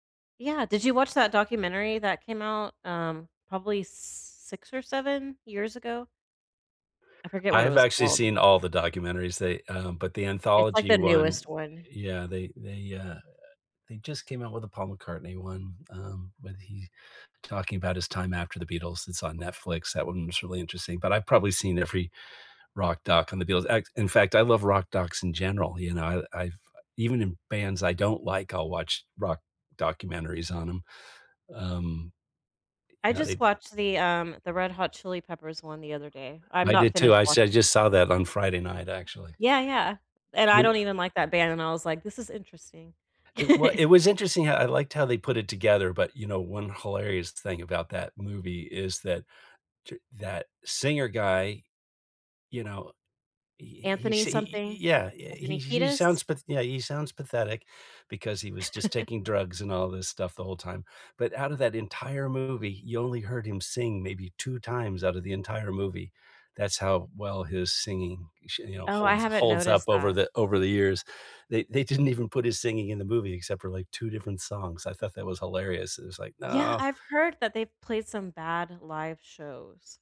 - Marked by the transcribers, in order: other noise; tapping; other background noise; unintelligible speech; laugh; laugh
- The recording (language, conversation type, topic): English, unstructured, What was the first movie you fell in love with, and what memories or feelings still connect you to it?
- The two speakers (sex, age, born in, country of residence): female, 45-49, United States, United States; male, 55-59, United States, United States